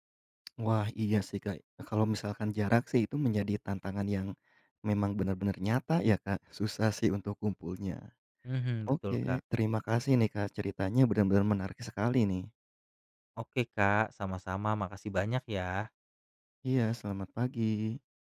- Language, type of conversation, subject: Indonesian, podcast, Kegiatan apa yang menyatukan semua generasi di keluargamu?
- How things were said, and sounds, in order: other background noise